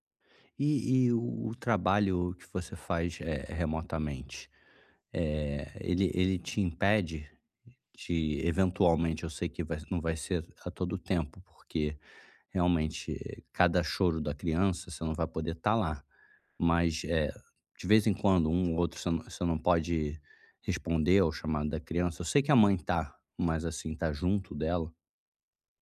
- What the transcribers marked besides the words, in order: other background noise; tapping
- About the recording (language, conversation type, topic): Portuguese, advice, Como posso equilibrar melhor minhas responsabilidades e meu tempo livre?